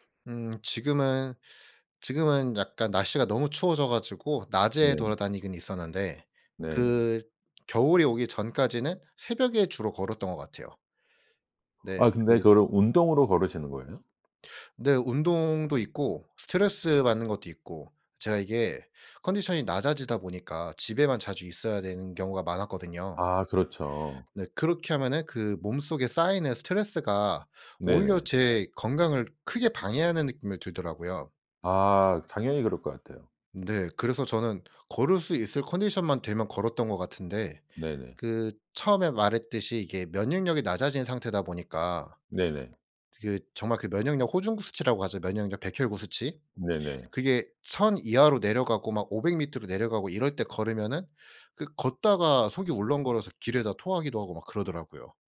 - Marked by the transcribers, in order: other background noise
- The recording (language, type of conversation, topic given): Korean, podcast, 회복 중 운동은 어떤 식으로 시작하는 게 좋을까요?